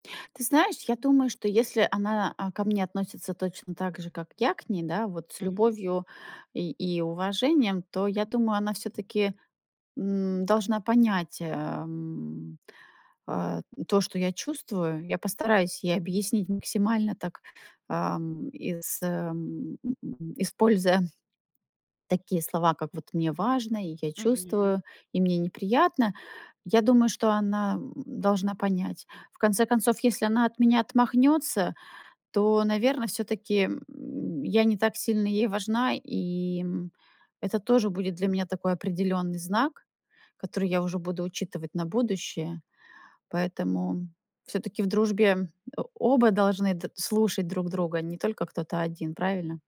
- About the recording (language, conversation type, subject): Russian, advice, С какими трудностями вы сталкиваетесь при установлении личных границ в дружбе?
- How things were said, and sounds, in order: none